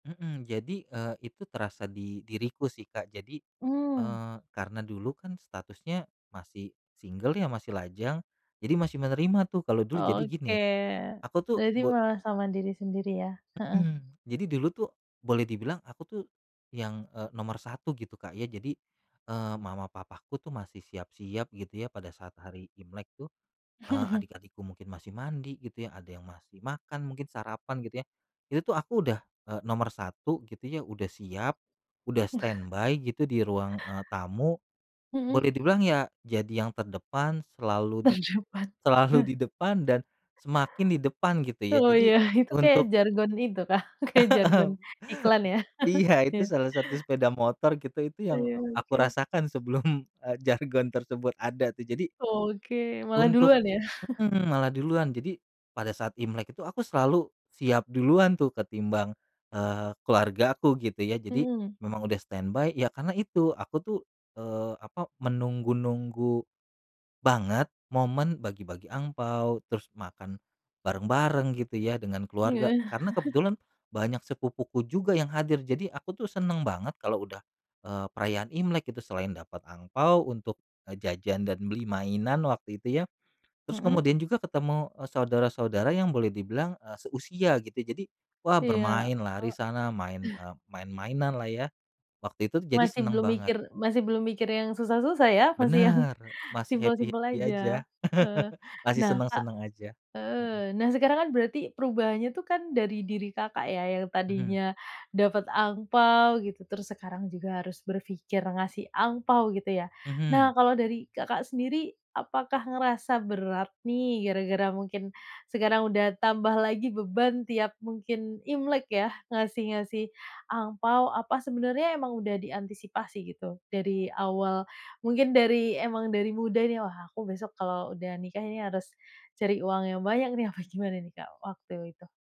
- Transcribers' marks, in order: in English: "single"; chuckle; chuckle; in English: "stand by"; laughing while speaking: "Terdepan"; laughing while speaking: "selalu"; laughing while speaking: "Oh, iya"; laughing while speaking: "Heeh"; laughing while speaking: "kah, kayak jargon iklan, ya? Ya"; other background noise; laughing while speaking: "sebelum"; chuckle; in English: "stand by"; laughing while speaking: "Iya"; chuckle; in English: "happy-happy"; laughing while speaking: "yang"; chuckle
- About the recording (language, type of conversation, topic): Indonesian, podcast, Pernah ada tradisi keluarga yang berubah seiring waktu?